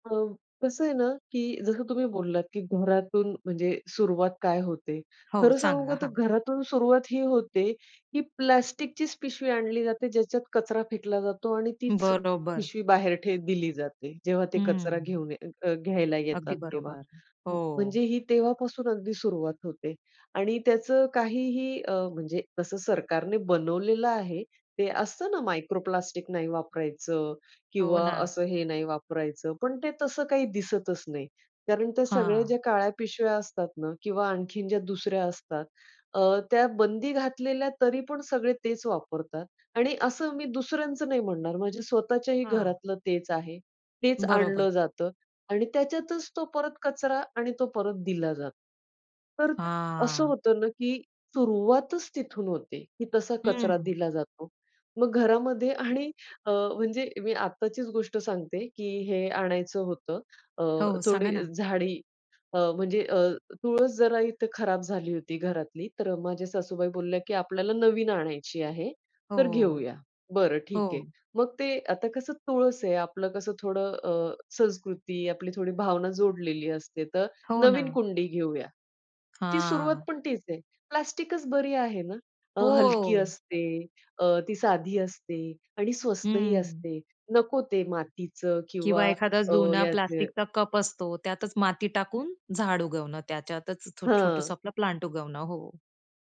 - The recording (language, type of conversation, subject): Marathi, podcast, प्लास्टिक कचऱ्याबद्दल तुमचे मत काय आहे?
- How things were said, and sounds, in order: other background noise; tapping; laughing while speaking: "आणि"